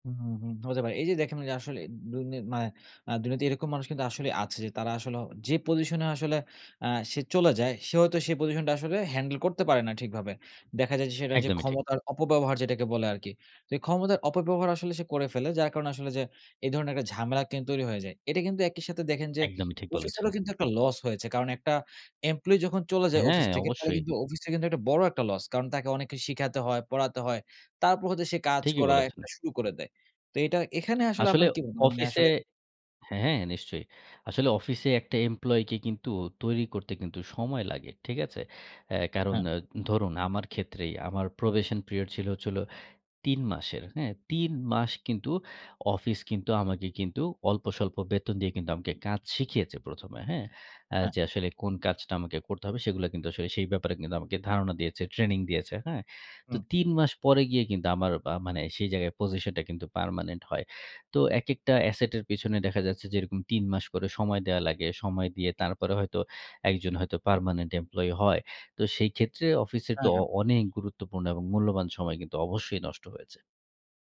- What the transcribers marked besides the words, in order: unintelligible speech
- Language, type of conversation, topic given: Bengali, podcast, কোনো সিদ্ধান্ত কি কখনো হঠাৎ করে আপনার জীবন পাল্টে দিয়েছিল?